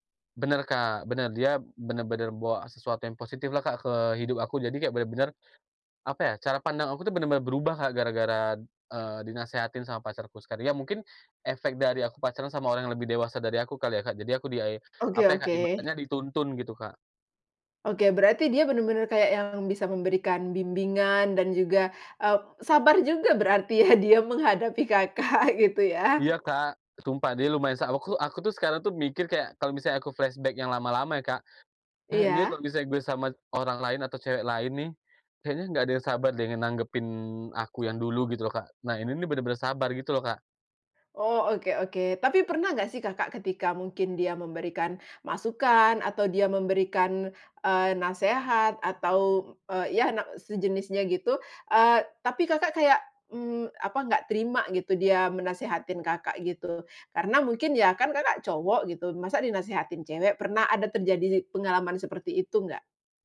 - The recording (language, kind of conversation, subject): Indonesian, podcast, Siapa orang yang paling mengubah cara pandangmu, dan bagaimana prosesnya?
- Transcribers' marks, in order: laughing while speaking: "dia menghadapi Kakak, gitu ya"; in English: "flashback"; "nanggepin" said as "nenanggepin"